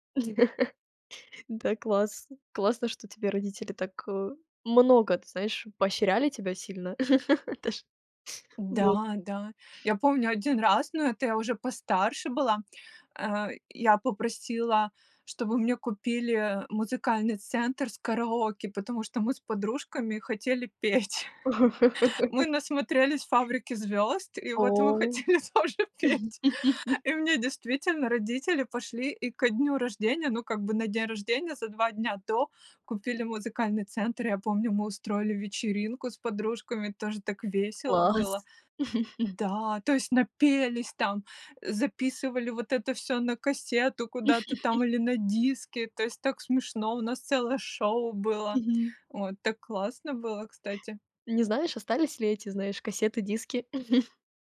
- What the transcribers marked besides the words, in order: chuckle; chuckle; laughing while speaking: "Это"; other background noise; chuckle; background speech; laugh; laughing while speaking: "мы хотели тоже петь"; laugh; tapping; chuckle; chuckle; chuckle
- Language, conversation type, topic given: Russian, podcast, Как проходили праздники в твоём детстве?